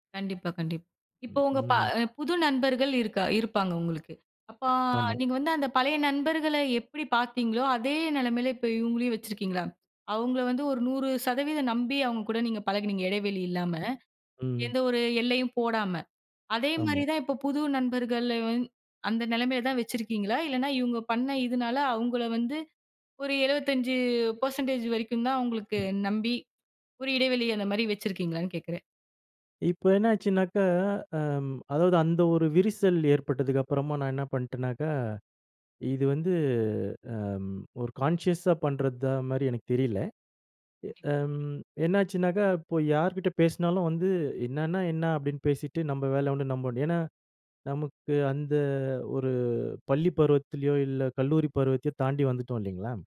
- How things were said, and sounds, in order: "அப்ப" said as "அப்பா"; other noise; unintelligible speech; in English: "கான்ஷியஸ்ஸா"; other background noise
- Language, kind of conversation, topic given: Tamil, podcast, நண்பர்கள் இடையே எல்லைகள் வைத்துக் கொள்ள வேண்டுமா?